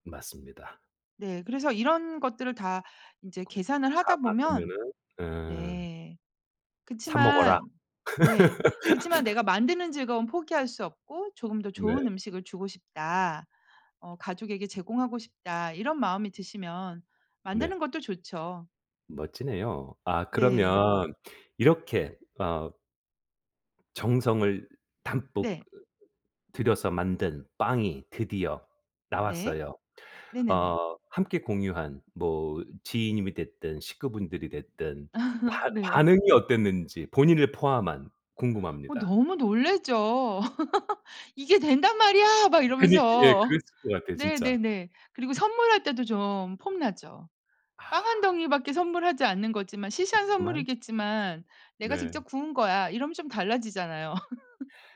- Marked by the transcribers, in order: laugh; laugh; laugh; other background noise; laugh
- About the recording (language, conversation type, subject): Korean, podcast, 요즘 푹 빠져 있는 취미가 무엇인가요?